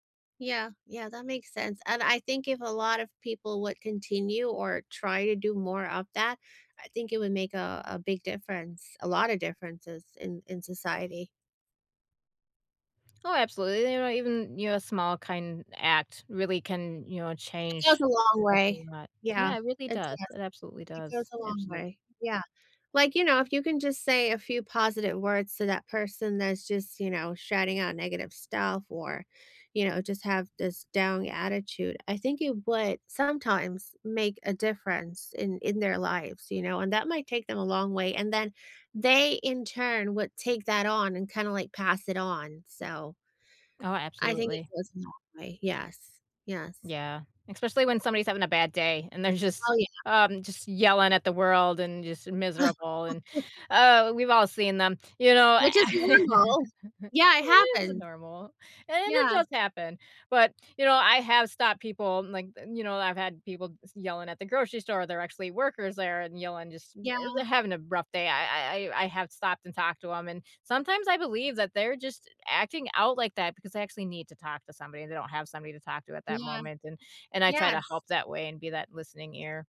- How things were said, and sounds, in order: tapping; laugh; other background noise; laugh
- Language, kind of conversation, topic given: English, unstructured, What do you think about people spreading hate or negativity in your community?